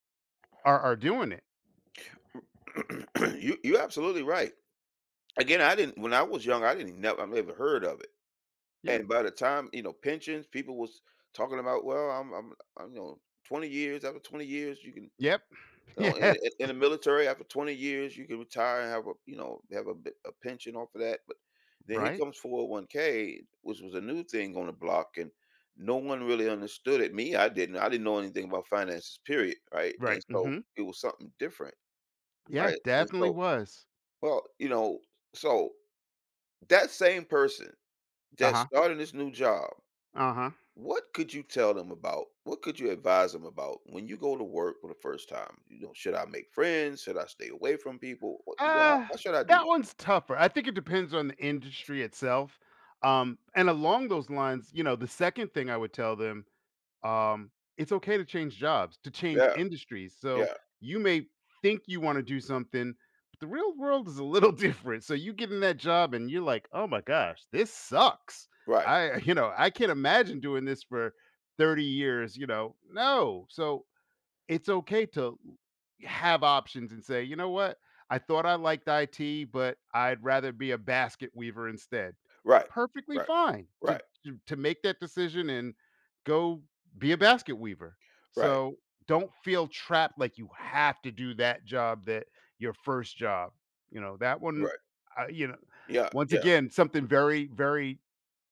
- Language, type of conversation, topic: English, podcast, What helps someone succeed and feel comfortable when starting a new job?
- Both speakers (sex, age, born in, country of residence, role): male, 55-59, United States, United States, guest; male, 60-64, United States, United States, host
- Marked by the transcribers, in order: other background noise; throat clearing; laughing while speaking: "Yes"; stressed: "think"; laughing while speaking: "little different"